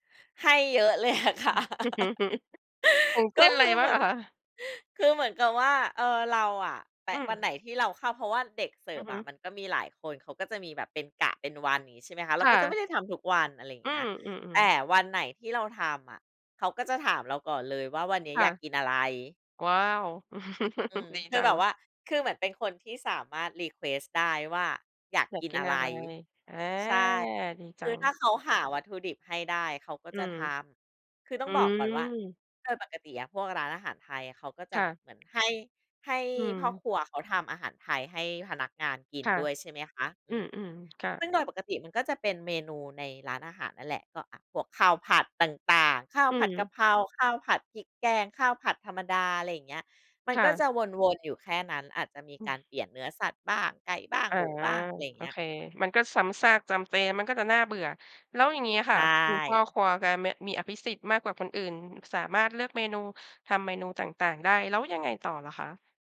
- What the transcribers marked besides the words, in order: laughing while speaking: "อะค่ะ"; chuckle; chuckle; in English: "รีเควสต์"
- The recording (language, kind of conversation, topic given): Thai, podcast, คุณจำเหตุการณ์ที่เคยได้รับความเมตตาได้ไหม?